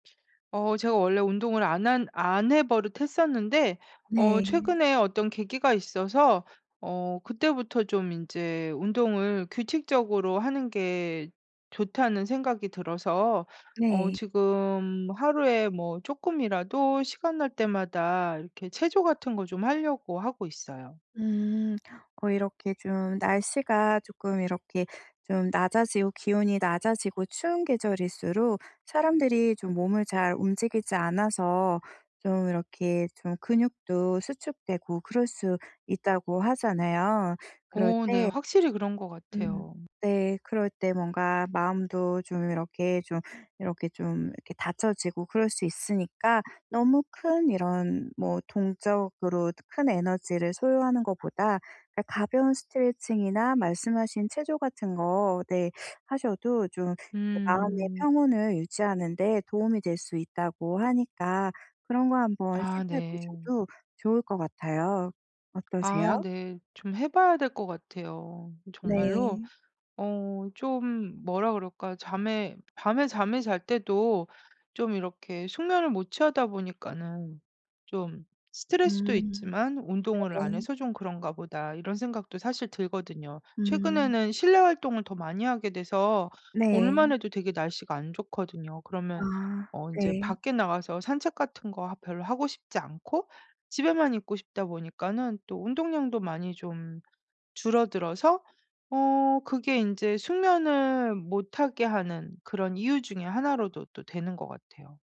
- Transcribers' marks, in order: other background noise; tapping
- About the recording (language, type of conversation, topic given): Korean, advice, 휴식할 때 마음이 편안해지지 않을 때는 어떻게 하면 좋을까요?